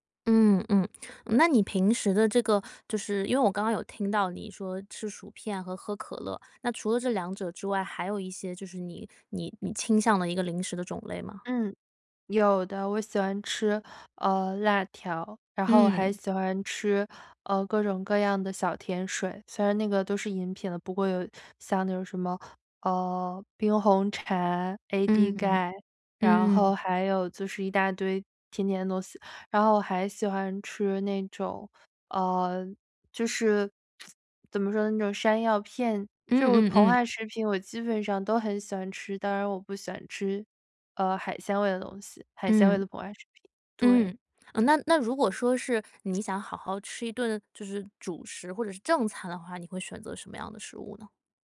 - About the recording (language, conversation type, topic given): Chinese, advice, 我总是在晚上忍不住吃零食，怎么才能抵抗这种冲动？
- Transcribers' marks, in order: tsk; other background noise